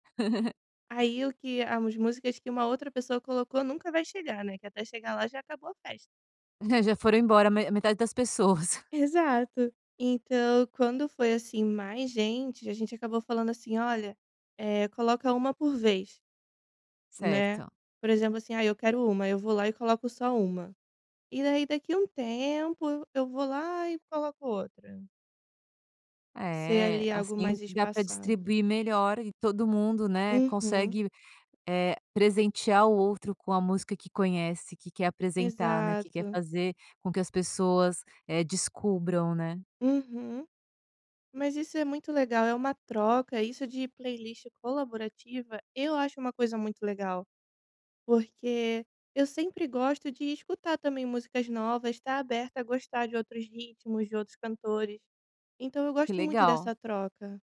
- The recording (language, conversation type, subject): Portuguese, podcast, O que torna uma playlist colaborativa memorável para você?
- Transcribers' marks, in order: laugh; chuckle; in English: "playlist"